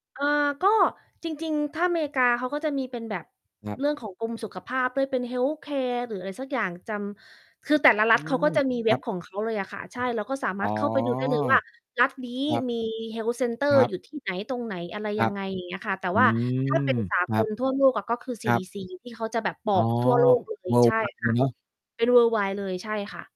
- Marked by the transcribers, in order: other background noise; in English: "health care"; tapping; drawn out: "อ๋อ"; in English: "Health center"; distorted speech; in English: "worldwide"; in English: "worldwide"
- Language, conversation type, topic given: Thai, unstructured, เราควรเตรียมตัวและรับมือกับโรคระบาดอย่างไรบ้าง?